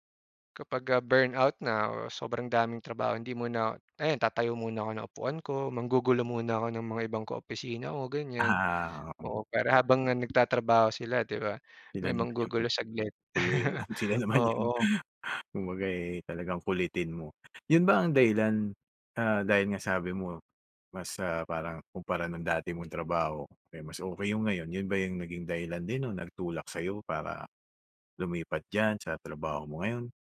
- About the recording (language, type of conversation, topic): Filipino, podcast, Paano mo nilalabanan ang pagkapagod at pagkaubos ng lakas dahil sa trabaho habang binabalanse mo ang trabaho at personal na buhay?
- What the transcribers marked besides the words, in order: tapping; laughing while speaking: "mo, sila naman yung"; chuckle